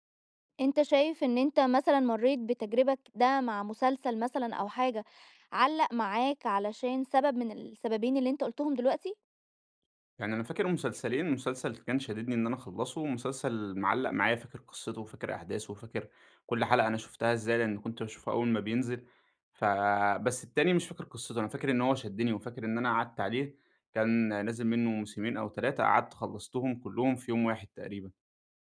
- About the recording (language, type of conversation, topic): Arabic, podcast, ليه بعض المسلسلات بتشدّ الناس ومبتخرجش من بالهم؟
- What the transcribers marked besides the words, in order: none